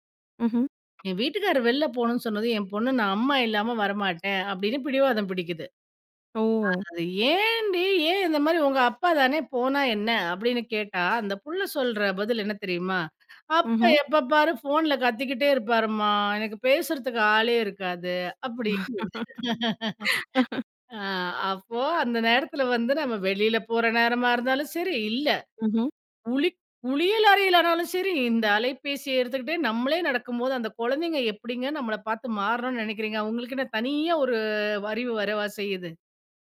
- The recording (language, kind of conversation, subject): Tamil, podcast, குழந்தைகளின் திரை நேரத்தை எப்படிக் கட்டுப்படுத்தலாம்?
- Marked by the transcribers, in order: other background noise; inhale; laugh